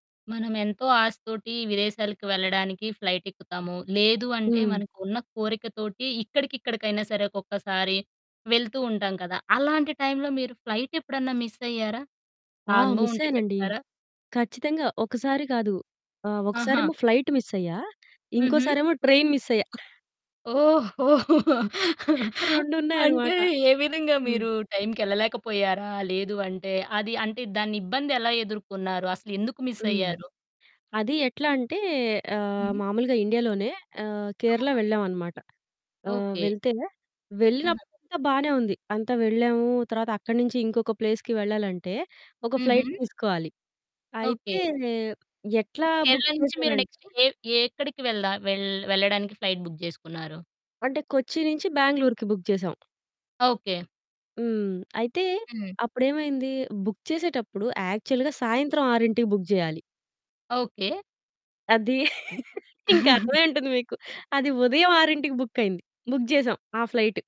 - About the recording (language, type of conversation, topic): Telugu, podcast, ప్రయాణంలో మీ విమానం తప్పిపోయిన అనుభవాన్ని చెప్పగలరా?
- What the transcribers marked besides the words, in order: in English: "ఫ్లైట్"; in English: "ఫ్లైట్"; in English: "మిస్"; in English: "మిస్"; in English: "ఫ్లైట్ మిస్"; in English: "ట్రైన్ మిస్"; giggle; other background noise; laugh; giggle; in English: "మిస్"; distorted speech; in English: "ప్లేస్‌కి"; in English: "ఫ్లైట్"; in English: "బుక్"; in English: "నెక్స్ట్"; other noise; in English: "ఫ్లైట్ బుక్"; in English: "బుక్"; in English: "బుక్"; in English: "యాక్చువల్‌గా"; in English: "బుక్"; chuckle; in English: "బుక్"; in English: "బుక్"; in English: "ఫ్లైట్"